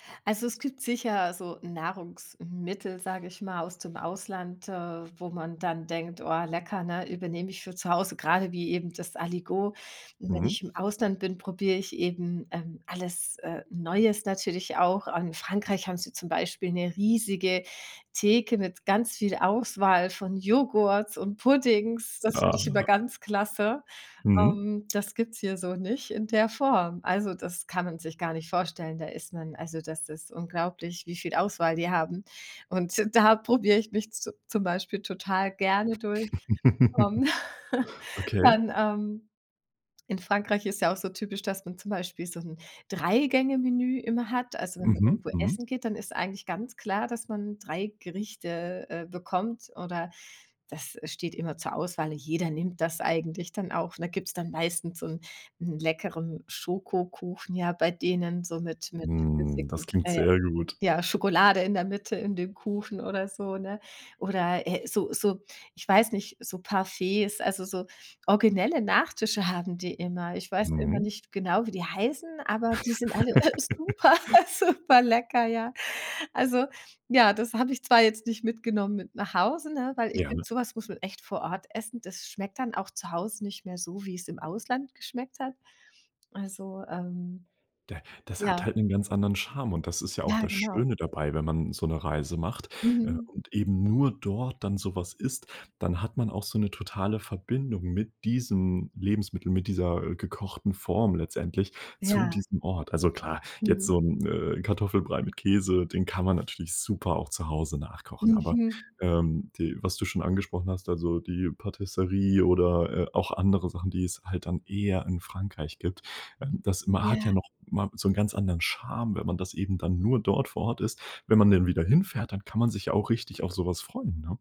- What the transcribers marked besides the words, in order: giggle; chuckle; laugh; laughing while speaking: "alle super"
- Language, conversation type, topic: German, podcast, Wie beeinflussen Reisen deinen Geschmackssinn?